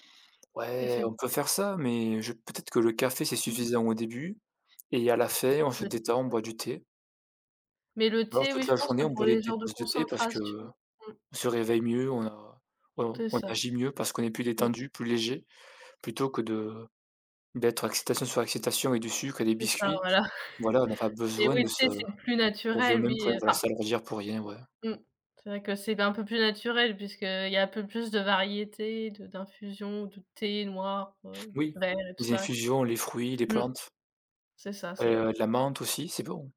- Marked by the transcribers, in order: other background noise
- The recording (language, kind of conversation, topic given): French, unstructured, Êtes-vous plutôt café ou thé pour commencer votre journée ?
- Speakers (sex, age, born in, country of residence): female, 20-24, France, France; male, 35-39, France, France